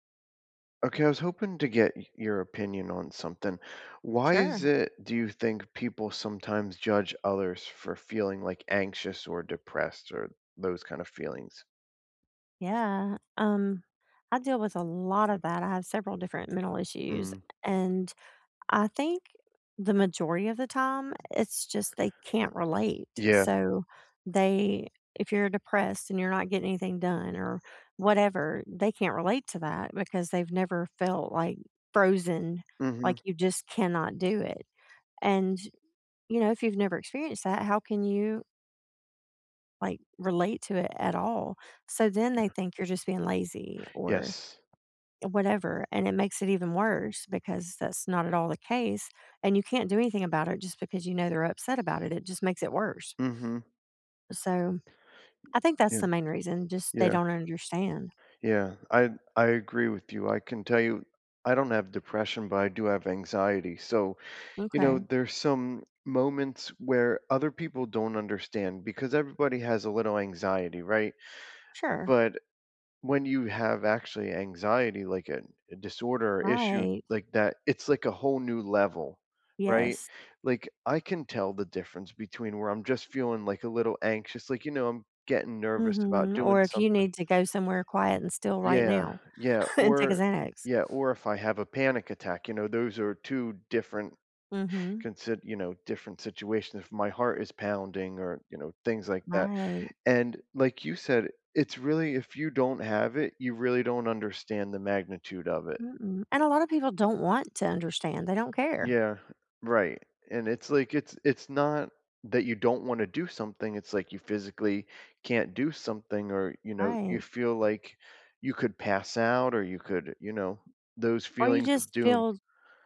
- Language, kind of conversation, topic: English, unstructured, How can I respond when people judge me for anxiety or depression?
- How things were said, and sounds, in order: tapping; other background noise; chuckle